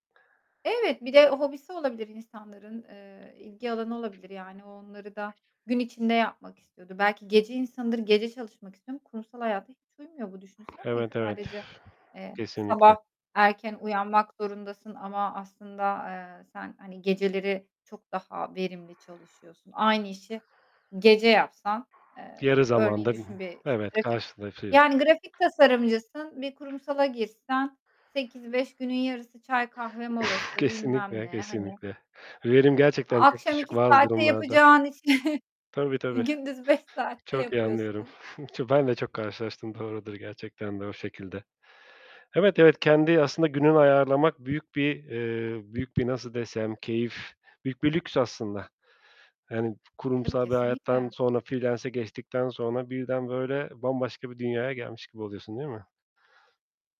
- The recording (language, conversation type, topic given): Turkish, podcast, Serbest çalışmayı mı yoksa sabit bir işi mi tercih edersin?
- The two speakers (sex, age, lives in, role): female, 30-34, Netherlands, guest; male, 40-44, Portugal, host
- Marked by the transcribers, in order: other background noise; static; exhale; tapping; chuckle; distorted speech; chuckle; giggle